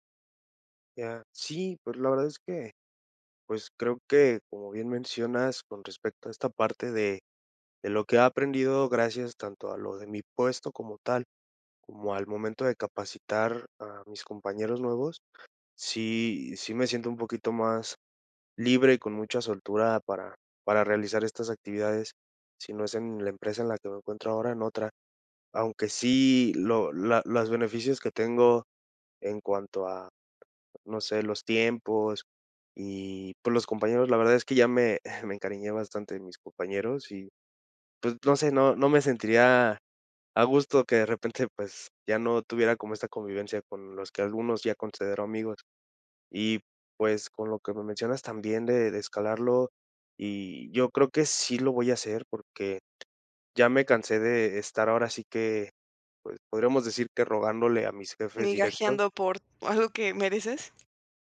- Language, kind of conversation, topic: Spanish, advice, ¿Cómo puedo pedir con confianza un aumento o reconocimiento laboral?
- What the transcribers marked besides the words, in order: chuckle; tapping; other background noise